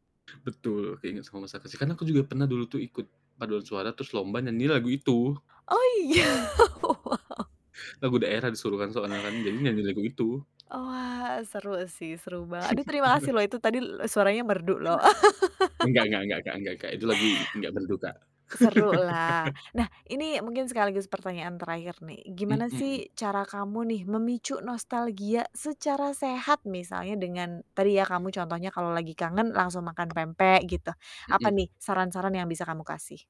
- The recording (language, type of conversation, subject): Indonesian, podcast, Pernahkah kamu tiba-tiba merasa nostalgia karena bau, lagu, atau iklan tertentu?
- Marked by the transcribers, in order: chuckle; laughing while speaking: "iya? Wow"; laugh; tapping; laugh; laugh; laugh